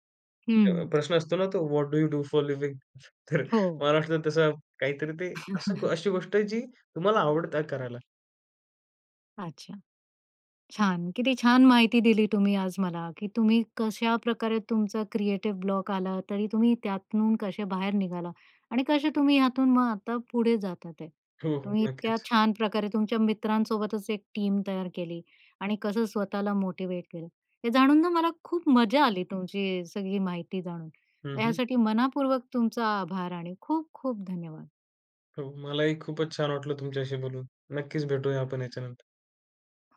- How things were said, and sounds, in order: in English: "व्हॉट डू यू डू फॉर लिविंग?"; laughing while speaking: "तर महाराष्ट्रात तसा काहीतरी ते"; laugh; in English: "क्रिएटिव ब्लॉक"; in English: "मोटिवेट"; other background noise
- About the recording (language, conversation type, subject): Marathi, podcast, सर्जनशीलतेचा अडथळा आला तर पुढे तुम्ही काय करता?